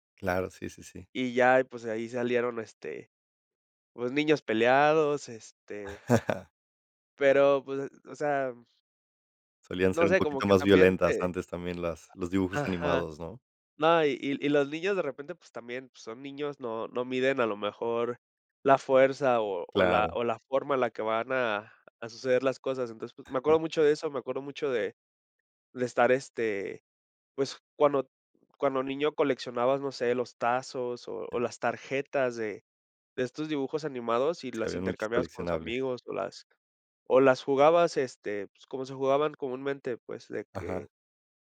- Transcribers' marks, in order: laugh
- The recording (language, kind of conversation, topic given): Spanish, podcast, ¿Qué música te marcó cuando eras niño?